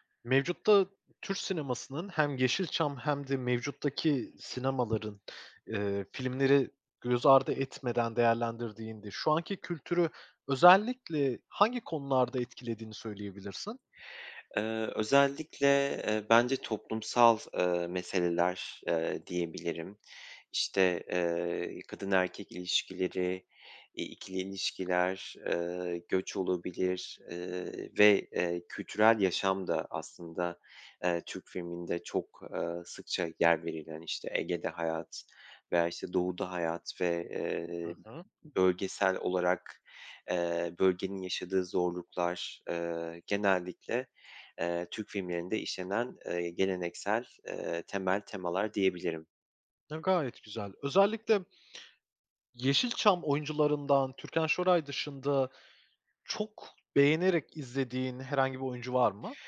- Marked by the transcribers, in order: tapping; other background noise
- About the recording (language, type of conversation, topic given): Turkish, podcast, Yeşilçam veya eski yerli filmler sana ne çağrıştırıyor?